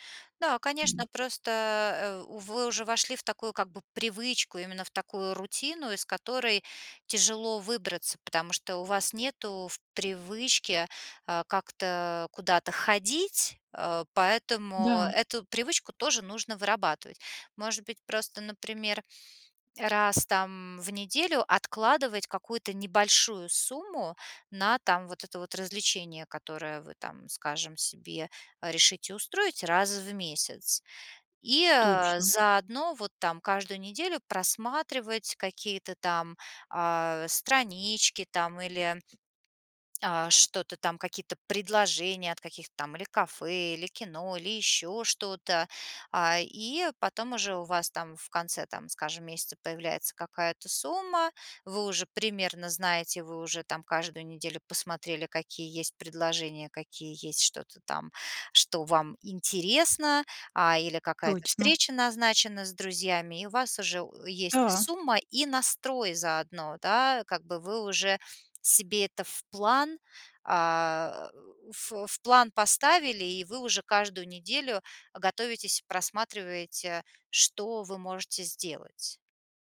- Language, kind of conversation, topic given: Russian, advice, Как начать экономить, не лишая себя удовольствий?
- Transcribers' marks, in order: tapping; other background noise